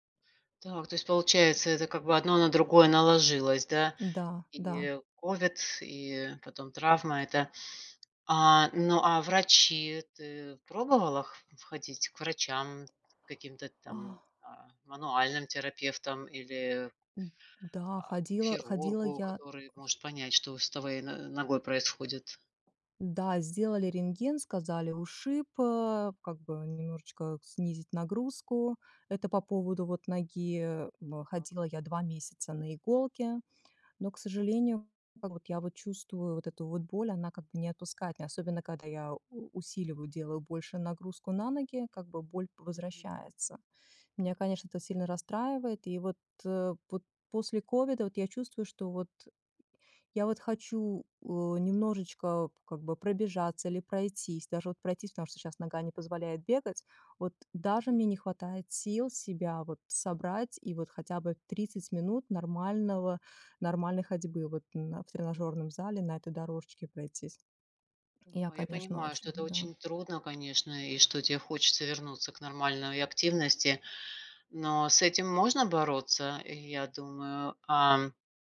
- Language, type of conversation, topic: Russian, advice, Как постоянная боль или травма мешает вам регулярно заниматься спортом?
- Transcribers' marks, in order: tapping; other background noise